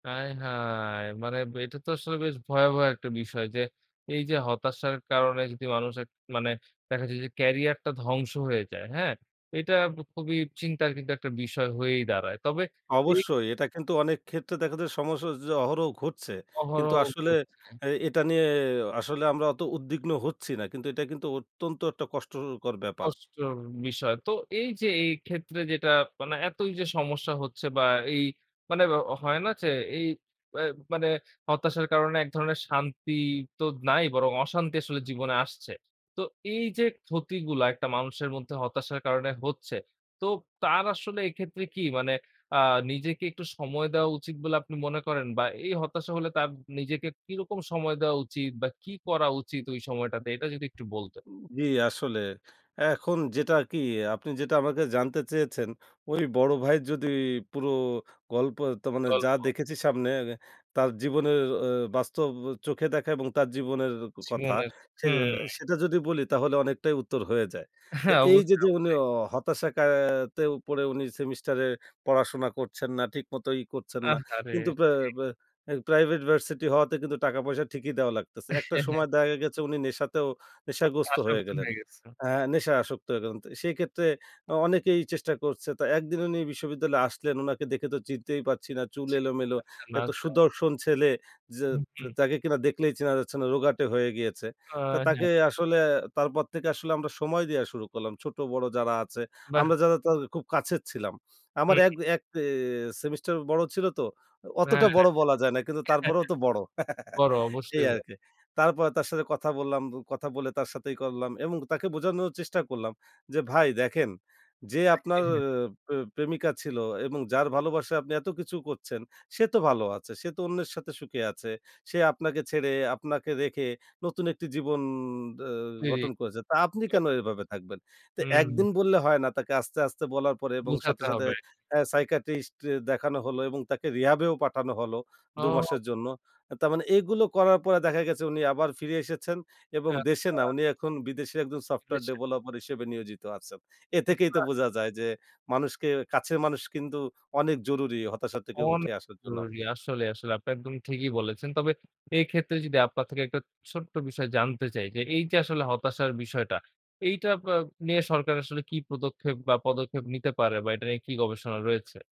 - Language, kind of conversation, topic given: Bengali, podcast, কোন দৃশ্য দেখলে তুমি হতাশা ভুলে যেতে পারো?
- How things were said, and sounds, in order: drawn out: "আয় হায়!"; tapping; tongue click; laughing while speaking: "হ্যাঁ"; chuckle; chuckle; giggle; unintelligible speech; drawn out: "জীবন"; unintelligible speech; tongue click; unintelligible speech; unintelligible speech